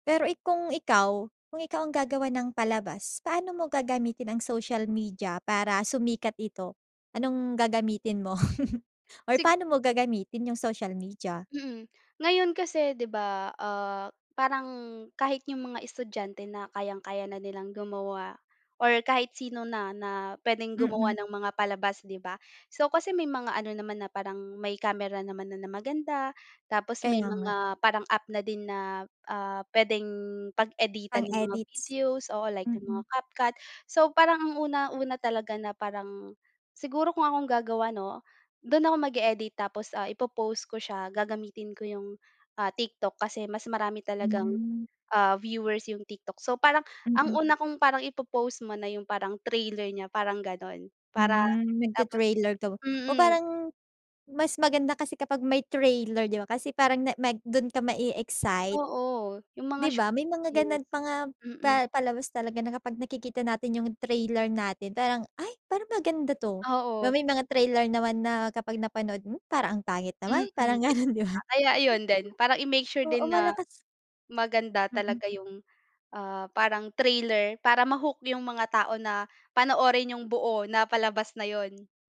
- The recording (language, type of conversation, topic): Filipino, podcast, Paano nakaapekto ang midyang panlipunan sa kung aling mga palabas ang patok ngayon?
- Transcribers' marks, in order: laugh; background speech; tapping; in English: "trailer"